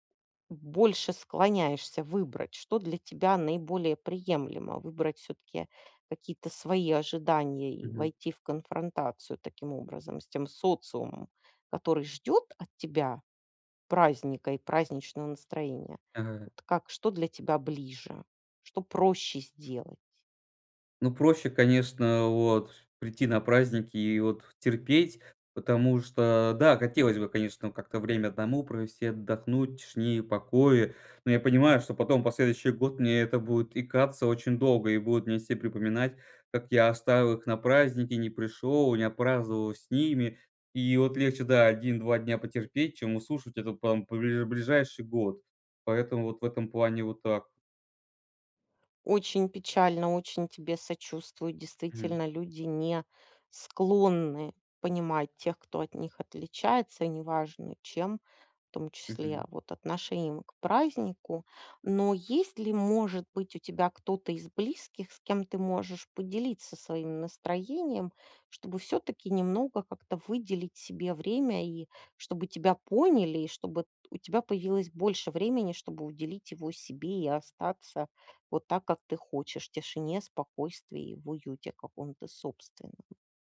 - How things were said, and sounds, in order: tapping
- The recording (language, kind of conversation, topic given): Russian, advice, Как наслаждаться праздниками, если ощущается социальная усталость?